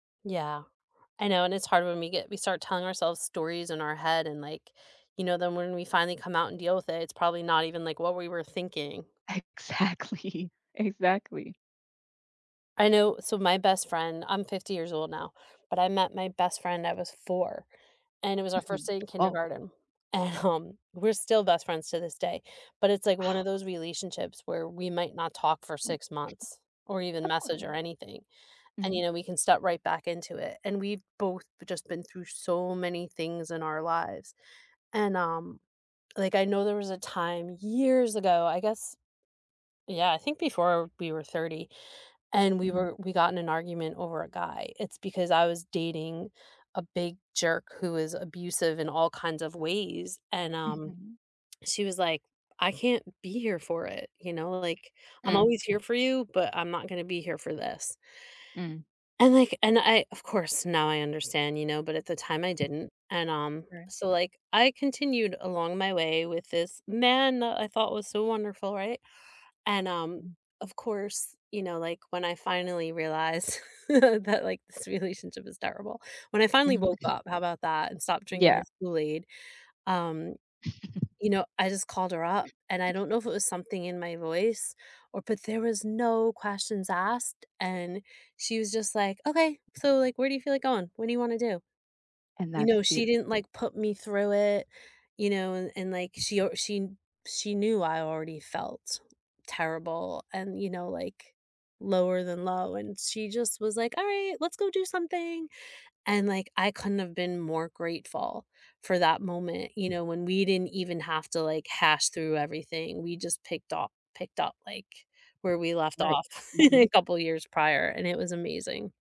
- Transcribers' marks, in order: laughing while speaking: "Exactly"; laughing while speaking: "And, um"; other background noise; stressed: "years"; chuckle; throat clearing; chuckle; tapping; chuckle
- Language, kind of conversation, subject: English, unstructured, How do you rebuild a friendship after a big argument?
- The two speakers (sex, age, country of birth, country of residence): female, 30-34, United States, United States; female, 50-54, United States, United States